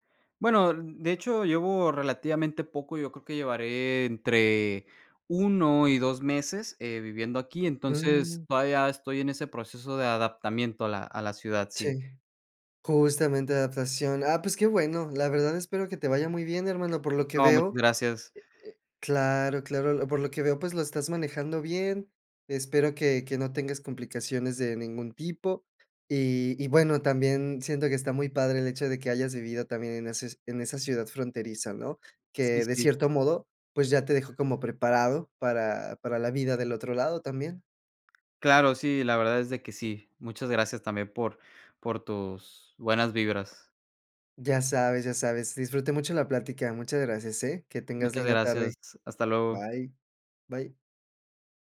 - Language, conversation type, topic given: Spanish, podcast, ¿Qué cambio de ciudad te transformó?
- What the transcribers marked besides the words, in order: "adaptación" said as "adaptamiento"; other noise